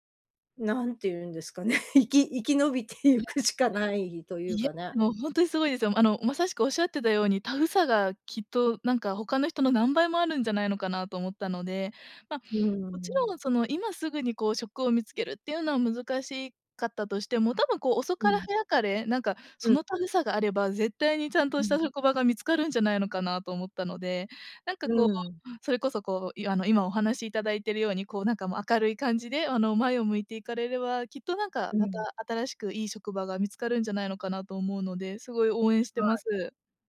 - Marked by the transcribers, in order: laughing while speaking: "ね、生き 生き延びていくしかない"
- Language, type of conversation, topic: Japanese, advice, 失業によって収入と生活が一変し、不安が強いのですが、どうすればよいですか？